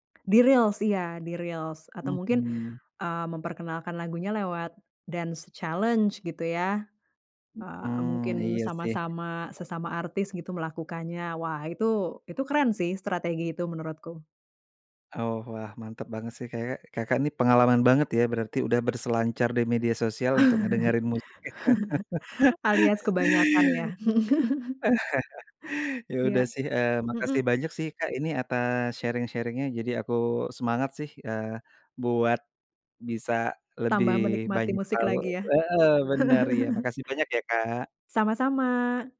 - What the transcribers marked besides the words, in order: in English: "dance challenge"; other background noise; laugh; chuckle; laugh; in English: "sharing-sharing-nya"; laugh
- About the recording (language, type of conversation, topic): Indonesian, podcast, Bagaimana pengaruh media sosial terhadap cara kita menikmati musik?